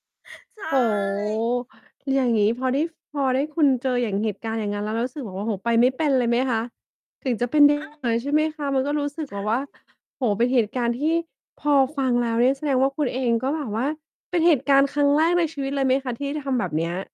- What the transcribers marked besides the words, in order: distorted speech
- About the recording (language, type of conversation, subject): Thai, podcast, มีประสบการณ์อะไรที่พอนึกถึงแล้วยังยิ้มได้เสมอไหม?